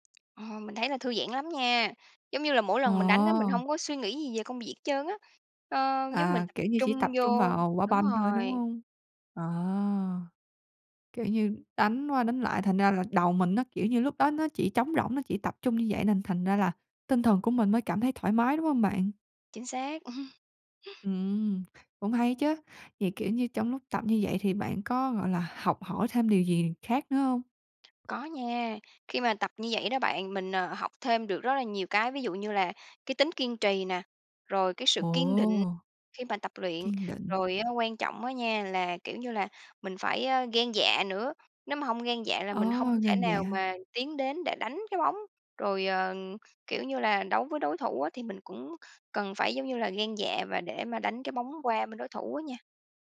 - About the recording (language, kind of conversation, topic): Vietnamese, podcast, Bạn bắt đầu một sở thích mới bằng cách nào?
- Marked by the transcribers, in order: tapping; laugh; other background noise